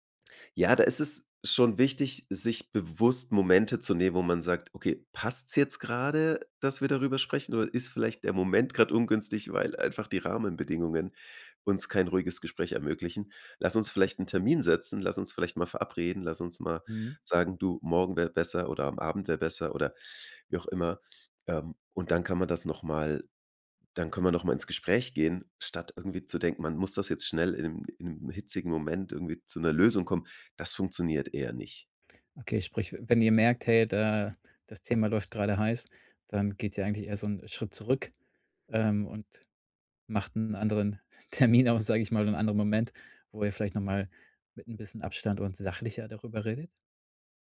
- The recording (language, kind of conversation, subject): German, podcast, Wie könnt ihr als Paar Erziehungsfragen besprechen, ohne dass es zum Streit kommt?
- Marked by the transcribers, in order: none